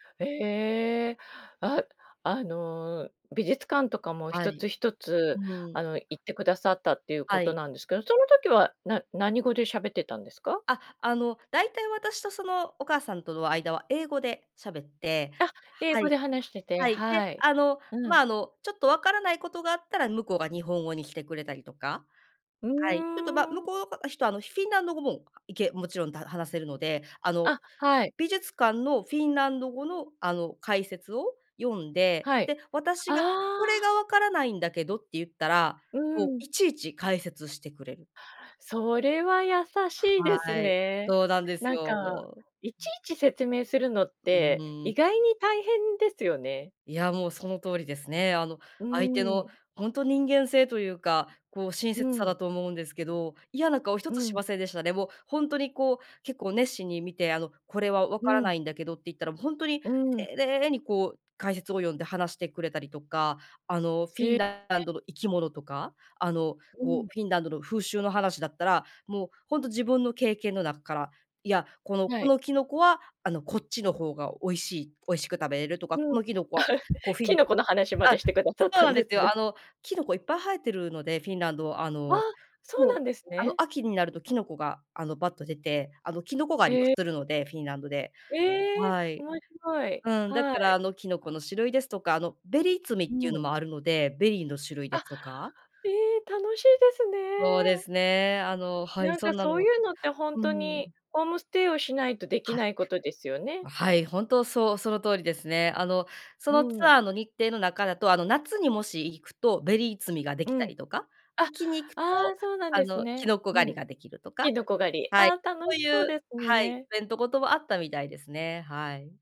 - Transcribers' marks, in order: other background noise; laugh
- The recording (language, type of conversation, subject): Japanese, podcast, 心が温かくなった親切な出会いは、どんな出来事でしたか？